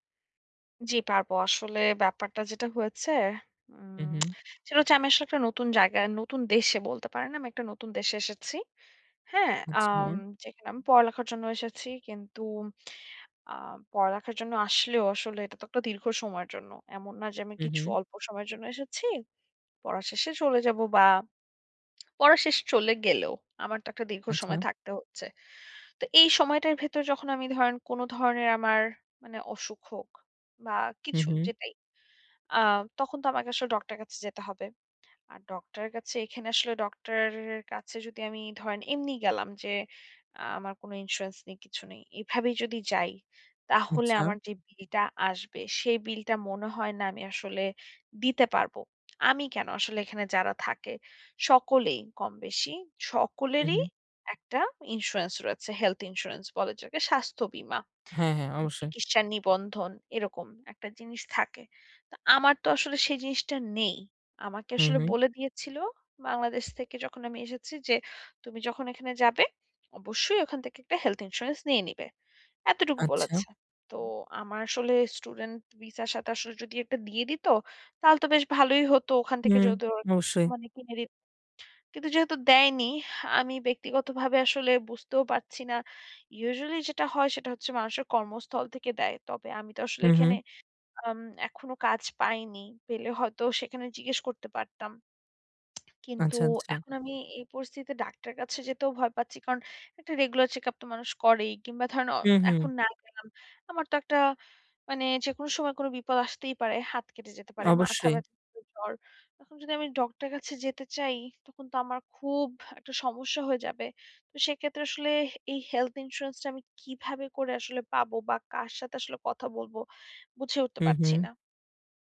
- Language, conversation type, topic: Bengali, advice, স্বাস্থ্যবীমা ও চিকিৎসা নিবন্ধন
- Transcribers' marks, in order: tapping